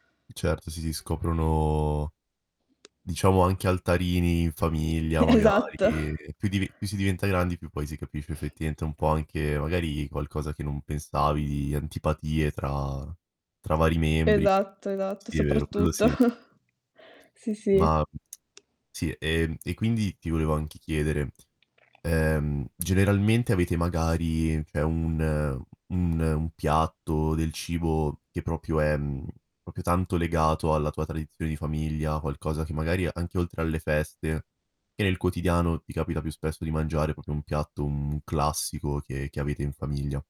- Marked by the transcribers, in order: drawn out: "scoprono"; static; tapping; distorted speech; snort; laughing while speaking: "soprattutto"; other background noise; tongue click; "proprio" said as "propio"; "proprio" said as "propio"; "proprio" said as "propio"
- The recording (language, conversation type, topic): Italian, podcast, Qual è il ruolo dei pasti in famiglia nella vostra vita quotidiana?